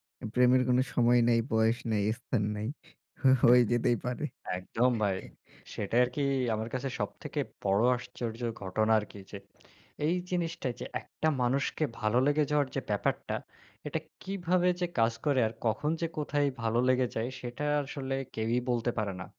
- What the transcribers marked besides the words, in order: other background noise
- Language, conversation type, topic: Bengali, unstructured, তোমার জীবনে প্রেমের কারণে ঘটে যাওয়া সবচেয়ে বড় আশ্চর্য ঘটনা কী?